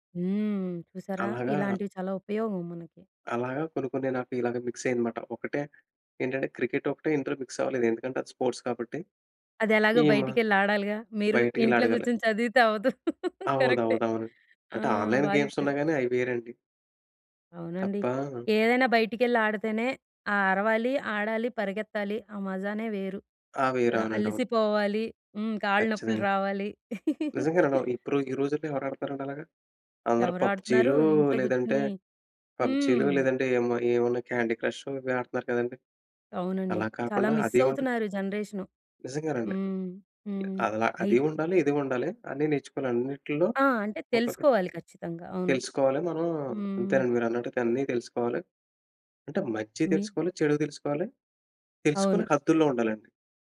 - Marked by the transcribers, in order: in English: "మిక్స్"; in English: "క్రికెట్"; in English: "ఇంటర్ మిక్స్"; in English: "స్పోర్ట్స్"; laugh; in English: "ఆన్‌లైన్ గేమ్స్"; laugh; in English: "క్యాండీ"; in English: "మిస్"
- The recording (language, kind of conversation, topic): Telugu, podcast, మీ హాబీలను కలిపి కొత్తదేదైనా సృష్టిస్తే ఎలా అనిపిస్తుంది?